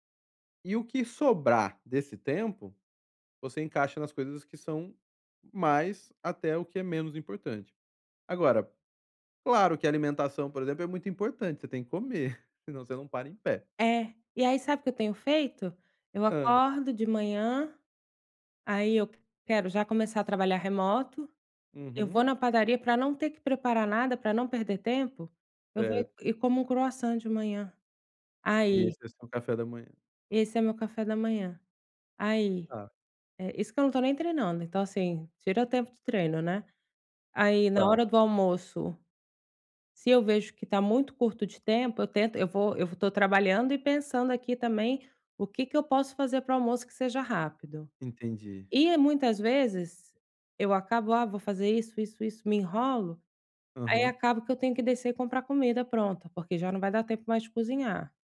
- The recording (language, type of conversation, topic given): Portuguese, advice, Como decido o que fazer primeiro no meu dia?
- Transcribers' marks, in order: chuckle; tapping